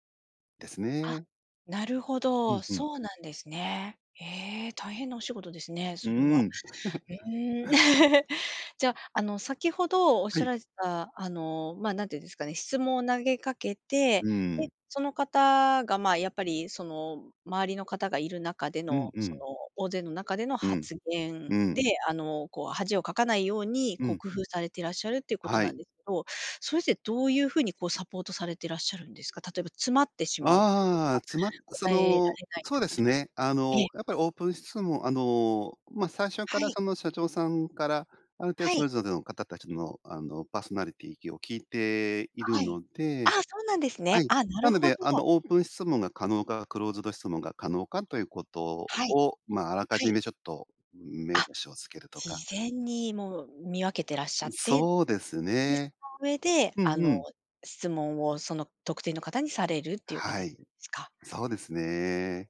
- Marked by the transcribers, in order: chuckle; throat clearing; other noise
- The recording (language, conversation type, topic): Japanese, podcast, 質問をうまく活用するコツは何だと思いますか？